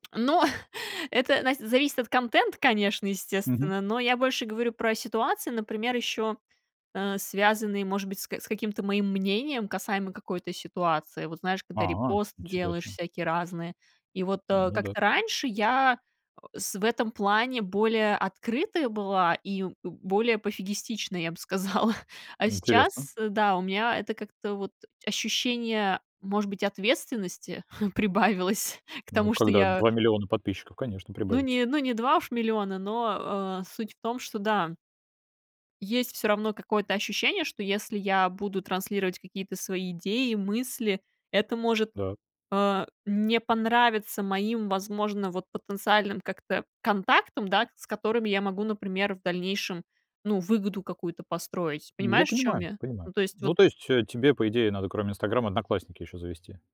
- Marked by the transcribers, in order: other background noise; chuckle; grunt; laughing while speaking: "я бы сказала"; chuckle; tapping
- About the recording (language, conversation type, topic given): Russian, podcast, Какие границы ты устанавливаешь между личным и публичным?